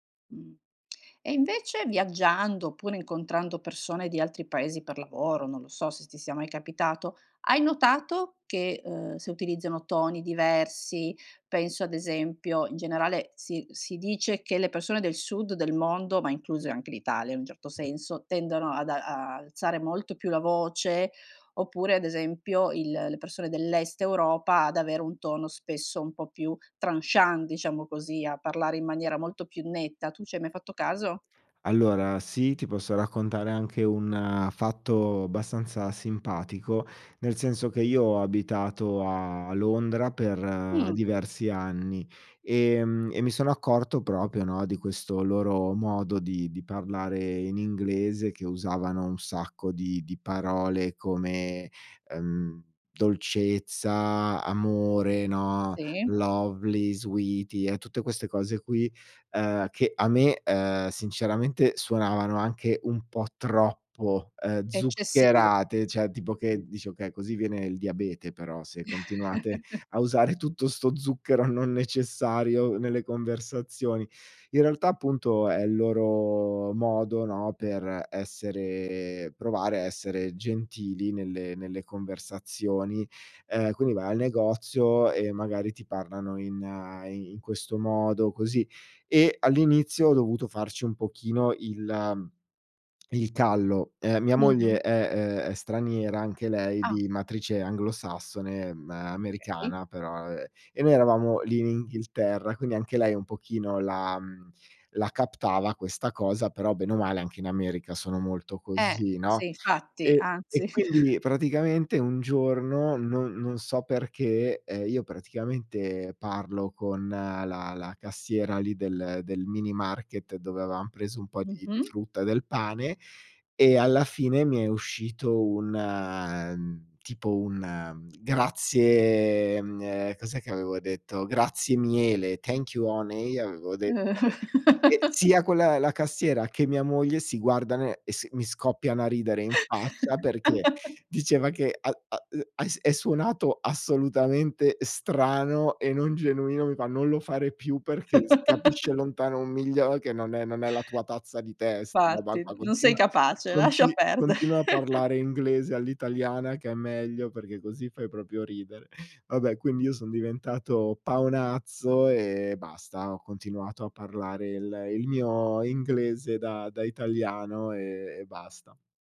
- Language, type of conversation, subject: Italian, podcast, Quanto conta il tono rispetto alle parole?
- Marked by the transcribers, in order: other background noise; in French: "tranchant"; "proprio" said as "propio"; in English: "lovely, sweety"; "cioè" said as "ceh"; chuckle; chuckle; in English: "thank you honey"; chuckle; chuckle; chuckle; chuckle